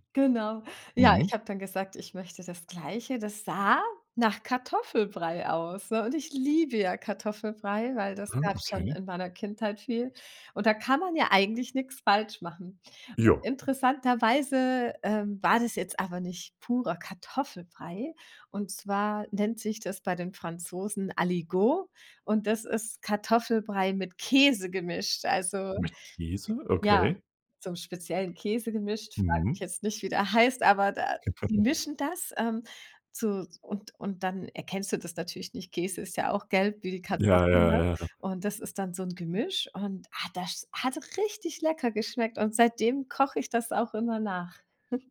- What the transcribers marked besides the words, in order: chuckle; other noise
- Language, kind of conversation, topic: German, podcast, Wie beeinflussen Reisen deinen Geschmackssinn?